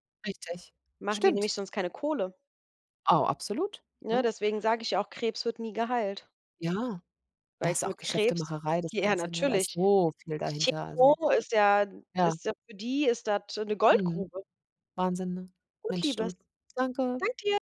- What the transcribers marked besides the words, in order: laughing while speaking: "ja"; stressed: "so"; other background noise
- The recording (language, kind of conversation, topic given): German, unstructured, Wie stellst du dir die Zukunft der Technologie vor?